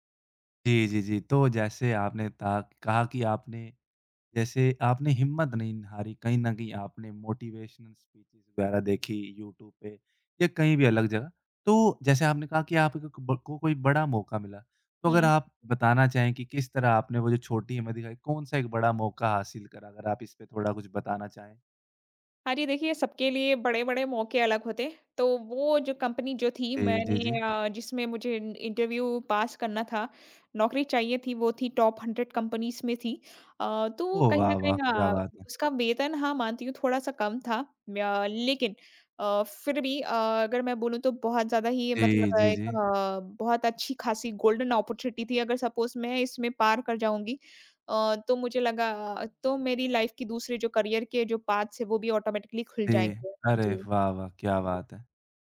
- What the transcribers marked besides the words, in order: in English: "मोटिवेशनल स्पीचेस"; in English: "कंपनी"; in English: "इंटरव्यू"; in English: "टॉप हंड्रेड कंपनीज़"; in English: "गोल्डन ऑपर्च्युनिटी"; in English: "सपोज़"; in English: "लाइफ"; in English: "करियर"; in English: "पाथ्स"; in English: "ऑटोमेटिकली"; other noise
- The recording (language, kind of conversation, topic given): Hindi, podcast, क्या कभी किसी छोटी-सी हिम्मत ने आपको कोई बड़ा मौका दिलाया है?